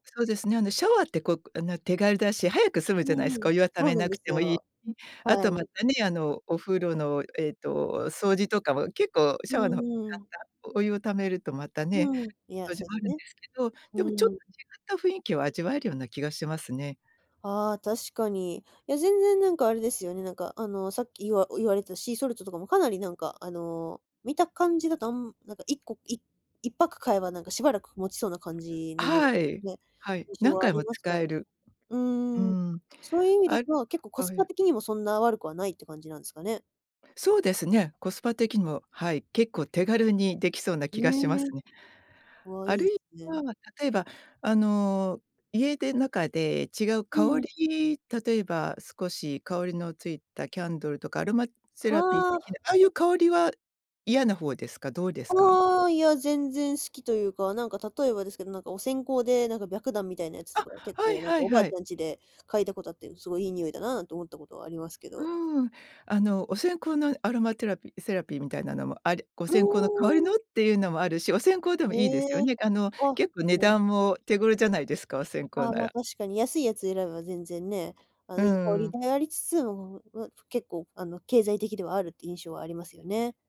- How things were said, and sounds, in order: in English: "シーソルト"; other background noise; background speech; tapping
- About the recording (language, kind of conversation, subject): Japanese, advice, セルフケアの時間が確保できずストレスが溜まる